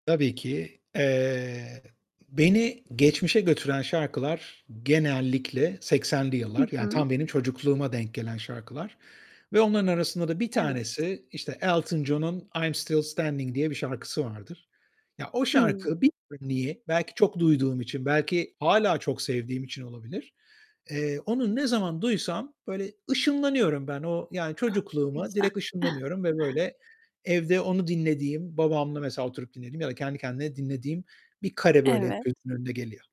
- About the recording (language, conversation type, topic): Turkish, podcast, Hangi şarkı seni geçmişe götürür ve hangi anını canlandırır?
- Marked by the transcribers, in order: mechanical hum; other background noise; unintelligible speech; giggle; distorted speech